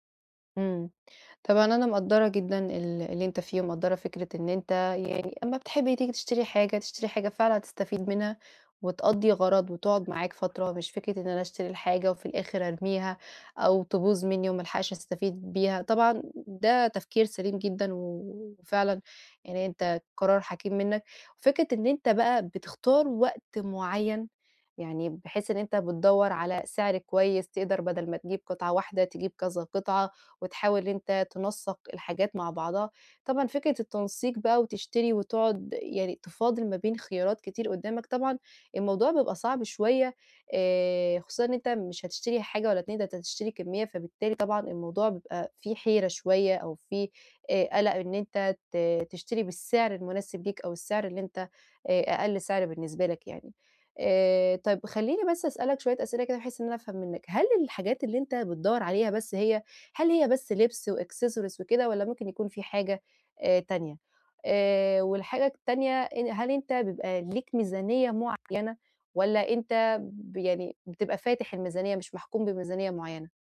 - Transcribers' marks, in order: tapping; other background noise; in English: "وaccessories"
- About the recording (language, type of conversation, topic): Arabic, advice, إزاي ألاقِي صفقات وأسعار حلوة وأنا بتسوّق للملابس والهدايا؟
- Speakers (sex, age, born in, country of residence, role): female, 30-34, Egypt, Portugal, advisor; male, 25-29, Egypt, Egypt, user